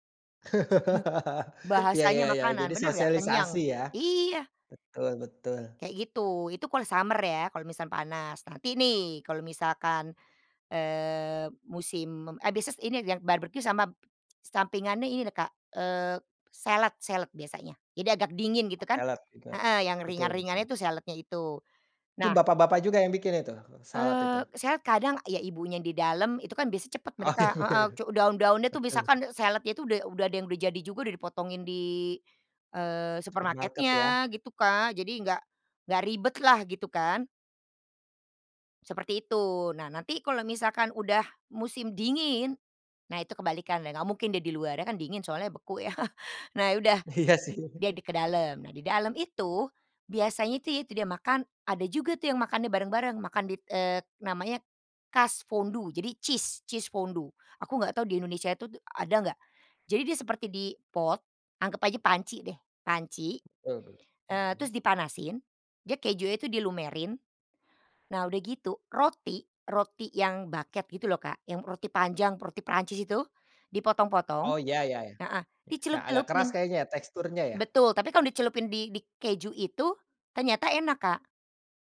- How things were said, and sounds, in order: chuckle; in English: "summer"; tapping; other background noise; laughing while speaking: "Oh ya ber"; laughing while speaking: "Iya sih"; chuckle
- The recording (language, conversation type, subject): Indonesian, podcast, Bagaimana musim memengaruhi makanan dan hasil panen di rumahmu?